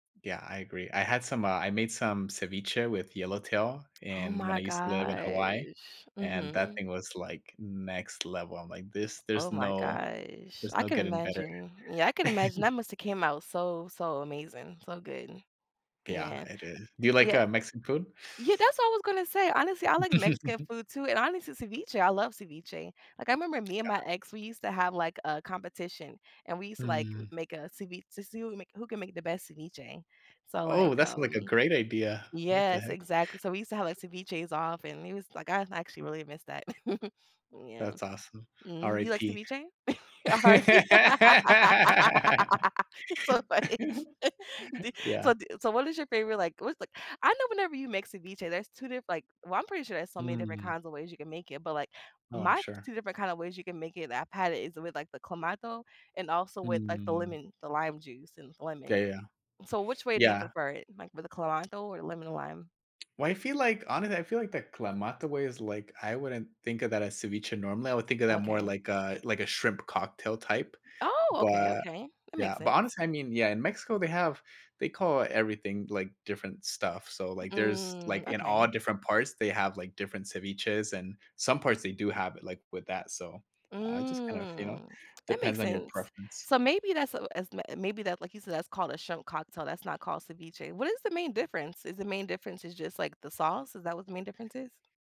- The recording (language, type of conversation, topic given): English, unstructured, What factors influence your decision to eat out or cook at home?
- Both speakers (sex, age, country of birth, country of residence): female, 30-34, United States, United States; male, 25-29, United States, United States
- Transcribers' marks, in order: drawn out: "gosh"; tapping; drawn out: "gosh"; chuckle; chuckle; other background noise; chuckle; laughing while speaking: "RIP. You so funny"; laugh; laugh; "clamato" said as "clalanto"; drawn out: "Mm"